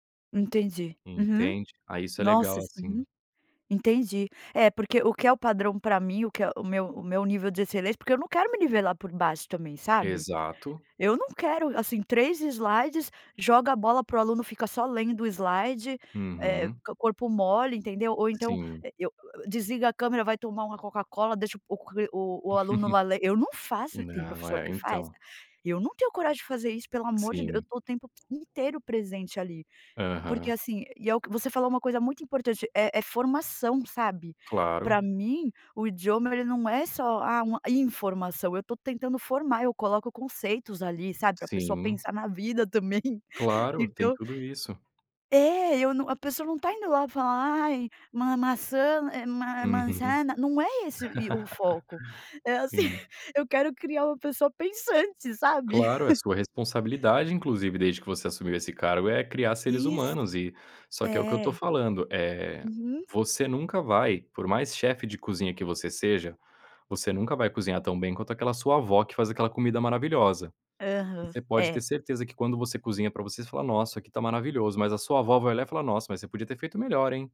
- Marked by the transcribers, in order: in English: "slides"; in English: "slide"; laugh; tapping; other background noise; chuckle; put-on voice: "ma manzana"; laugh; chuckle; chuckle
- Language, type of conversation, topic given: Portuguese, advice, Como posso negociar uma divisão mais justa de tarefas com um colega de equipe?